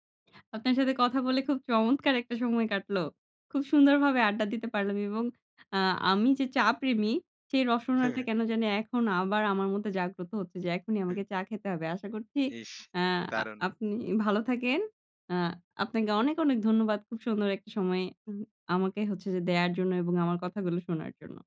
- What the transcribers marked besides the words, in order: chuckle; other background noise
- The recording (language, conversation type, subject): Bengali, podcast, সকালে চা বানানোর আপনার কোনো রীতিনীতি আছে?
- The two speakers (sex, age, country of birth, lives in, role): female, 45-49, Bangladesh, Bangladesh, guest; male, 25-29, Bangladesh, Bangladesh, host